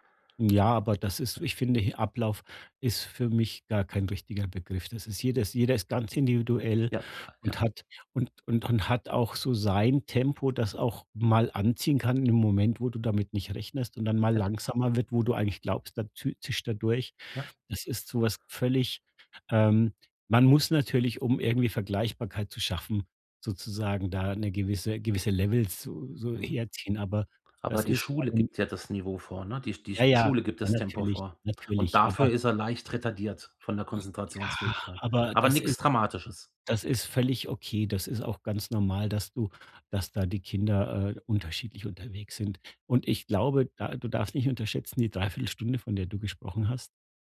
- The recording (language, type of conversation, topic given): German, advice, Wie kann ich nachhaltige Gewohnheiten und Routinen aufbauen, die mir langfristig Disziplin geben?
- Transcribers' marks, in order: tapping